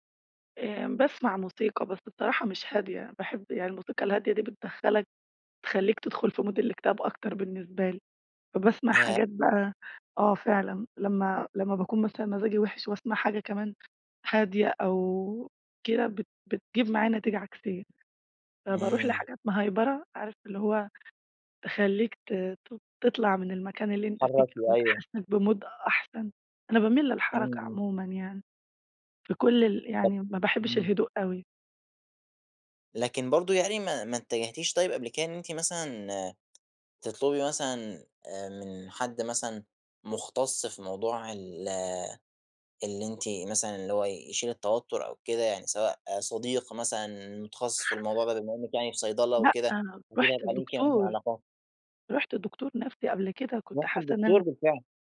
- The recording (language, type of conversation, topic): Arabic, podcast, إيه طرقك للتعامل مع التوتر والضغط؟
- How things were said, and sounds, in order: in English: "Mood"; in English: "بMood"; tapping